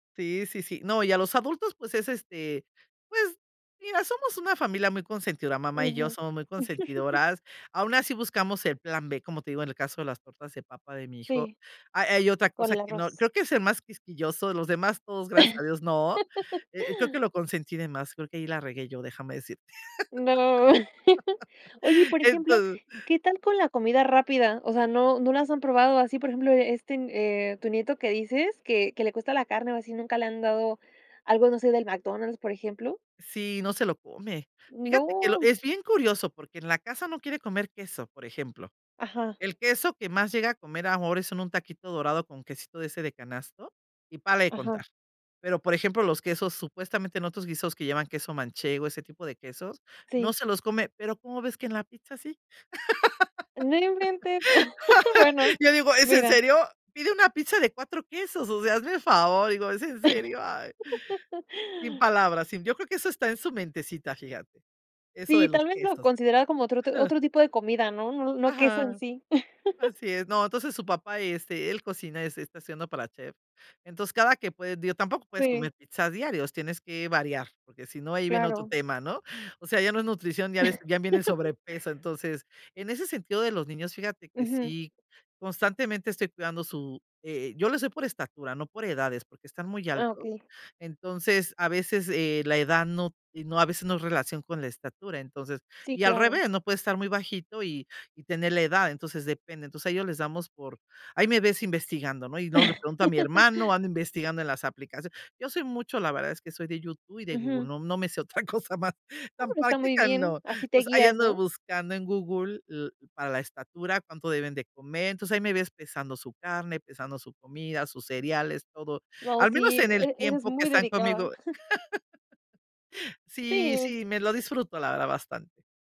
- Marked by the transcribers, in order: chuckle; other background noise; chuckle; chuckle; laugh; chuckle; laugh; chuckle; giggle; giggle; laugh; laughing while speaking: "me sé otra cosa más tan práctica"; giggle; chuckle
- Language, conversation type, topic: Spanish, podcast, ¿Cómo manejas a comensales quisquillosos o a niños en el restaurante?